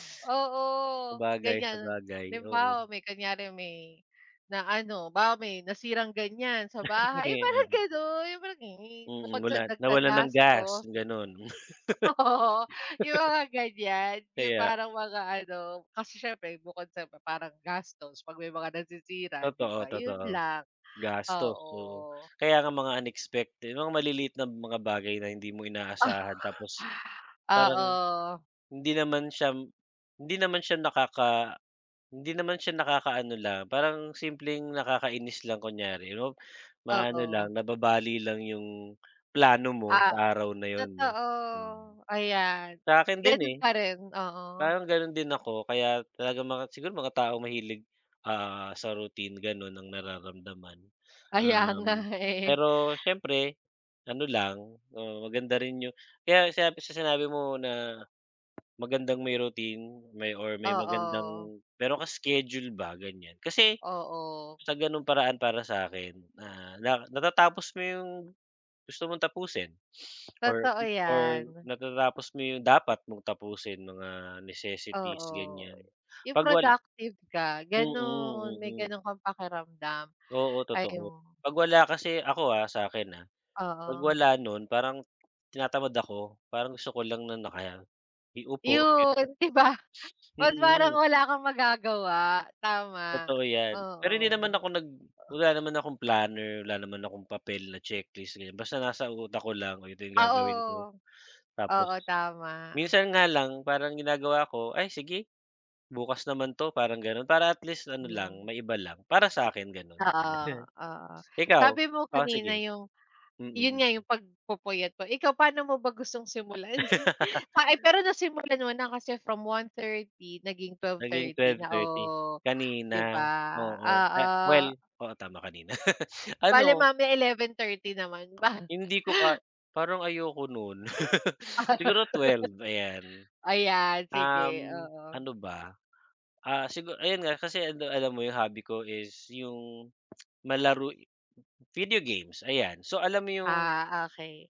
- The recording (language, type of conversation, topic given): Filipino, unstructured, Ano ang mga simpleng bagay na gusto mong baguhin sa araw-araw?
- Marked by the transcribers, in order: unintelligible speech; chuckle; laughing while speaking: "Totoo"; chuckle; chuckle; other background noise; tapping; laugh; laugh; laugh